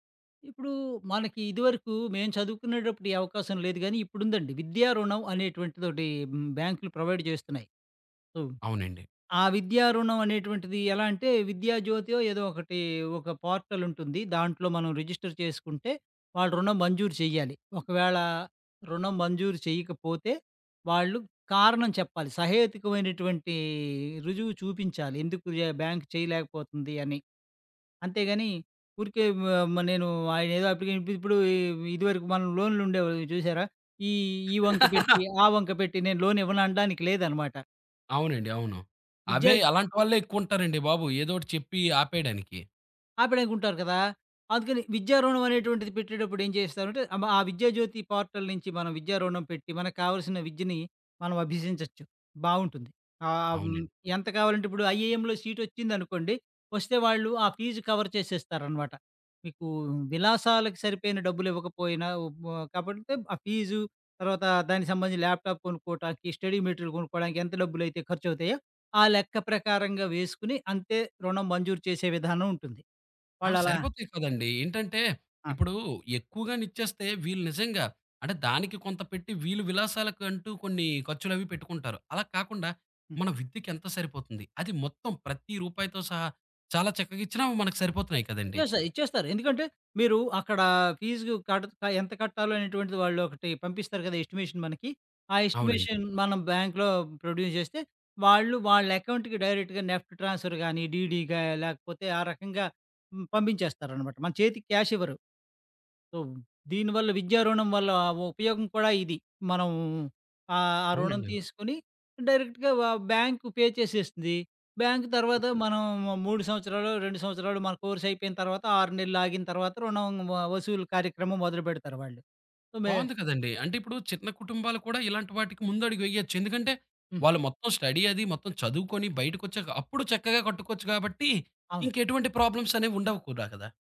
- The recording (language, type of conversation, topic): Telugu, podcast, పిల్లలకు తక్షణంగా ఆనందాలు కలిగించే ఖర్చులకే ప్రాధాన్యం ఇస్తారా, లేక వారి భవిష్యత్తు విద్య కోసం దాచిపెట్టడానికే ప్రాధాన్యం ఇస్తారా?
- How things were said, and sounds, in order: in English: "ప్రొవైడ్"; in English: "సో"; in English: "రిజిస్టర్"; in English: "బ్యాంక్"; laugh; in English: "పోర్టల్"; in English: "కవర్"; in English: "ల్యాప్టాప్"; in English: "స్టడీ"; in English: "ఎస్టిమేషన్"; in English: "ఎస్టిమేషన్"; in English: "ప్రొడ్యూస్"; in English: "అకౌంట్‌కి డైరెక్ట్‌గా నెఫ్ట్ ట్రాన్స్ఫర్"; in English: "డీడీగా"; in English: "క్యాష్"; in English: "సో"; in English: "డైరెక్ట్‌గా"; in English: "బ్యాంక్ పే"; in English: "బ్యాంక్"; in English: "కోర్స్"; in English: "స్టడీ"; in English: "ప్రాబ్లమ్స్"